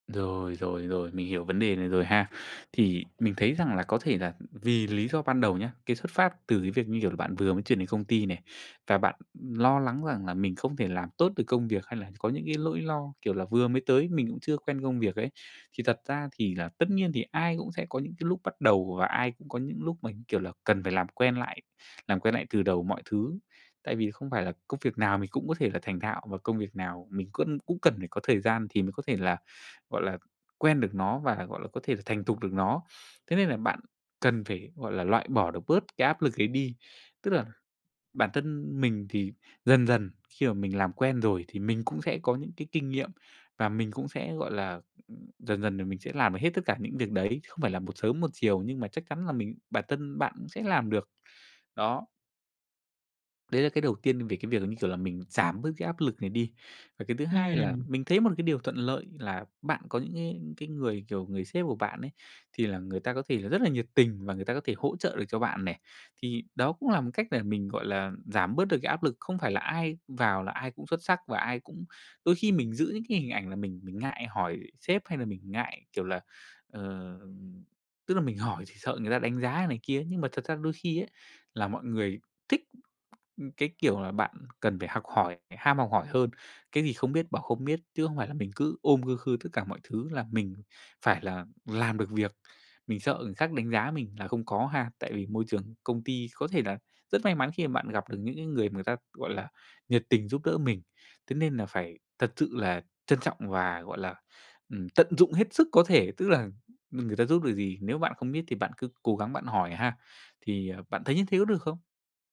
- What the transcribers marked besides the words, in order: tapping; other background noise
- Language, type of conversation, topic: Vietnamese, advice, Vì sao tôi khó ngủ và hay trằn trọc suy nghĩ khi bị căng thẳng?